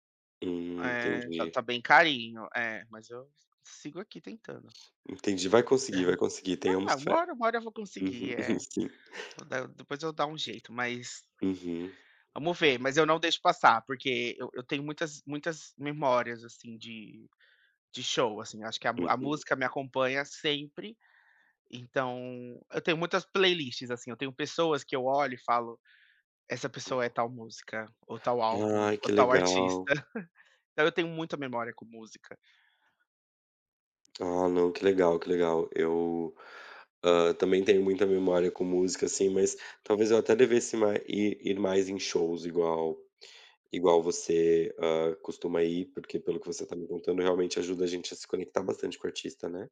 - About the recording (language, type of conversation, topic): Portuguese, unstructured, Como a música afeta o seu humor no dia a dia?
- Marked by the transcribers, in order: chuckle; tapping; other background noise; chuckle